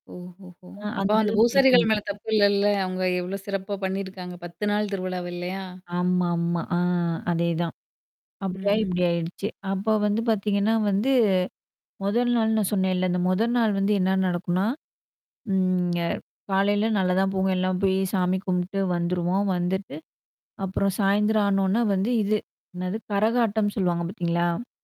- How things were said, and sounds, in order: tapping; other background noise; other noise
- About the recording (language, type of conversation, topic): Tamil, podcast, பழமைச் சிறப்பு கொண்ட ஒரு பாரம்பரியத் திருவிழாவைப் பற்றி நீங்கள் கூற முடியுமா?